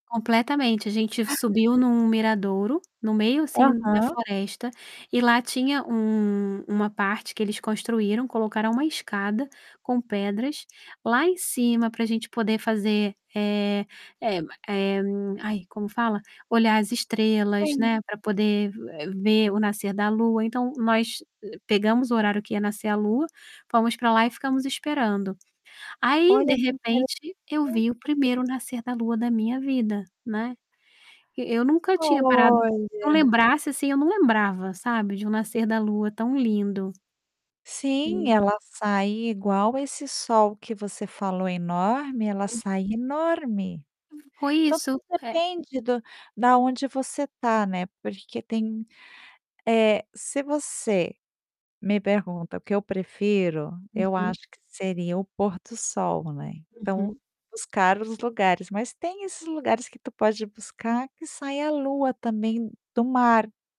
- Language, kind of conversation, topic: Portuguese, podcast, Como você pode apresentar a natureza a alguém que nunca se sentiu conectado a ela?
- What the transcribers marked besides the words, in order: static; unintelligible speech; tapping; distorted speech; other background noise; drawn out: "Olha!"; unintelligible speech